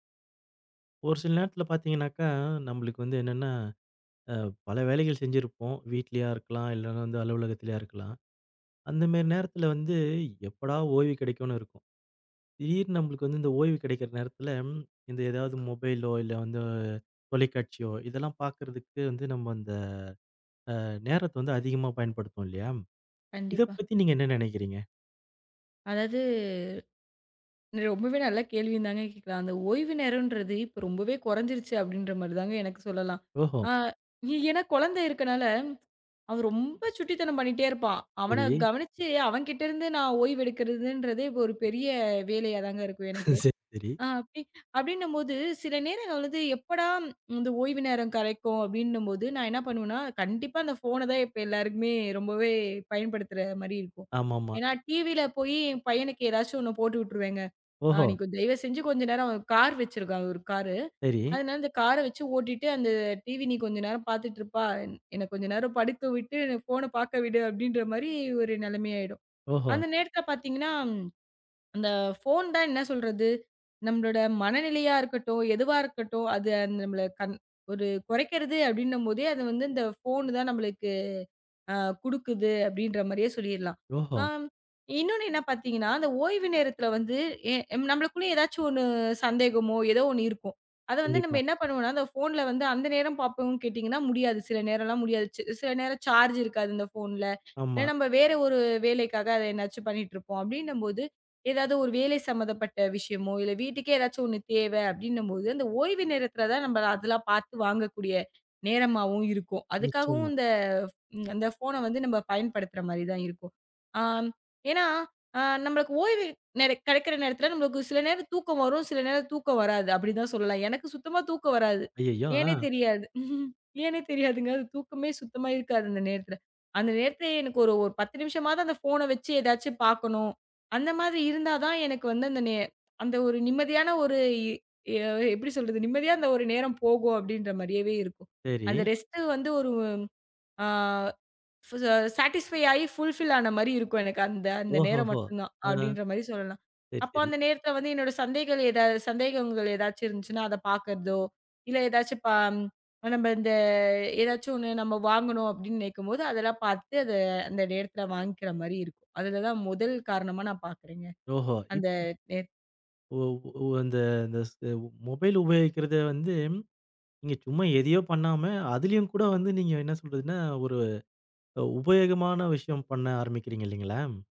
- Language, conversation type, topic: Tamil, podcast, ஓய்வு நேரத்தில் திரையைப் பயன்படுத்துவது பற்றி நீங்கள் என்ன நினைக்கிறீர்கள்?
- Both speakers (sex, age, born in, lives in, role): female, 25-29, India, India, guest; male, 40-44, India, India, host
- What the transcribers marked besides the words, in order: tsk; chuckle; swallow; chuckle; laughing while speaking: "எப்படி சொல்றது"; in English: "ரெஸ்ட்"; in English: "சேட்டிஸ்பை ஆயி புல் பில்"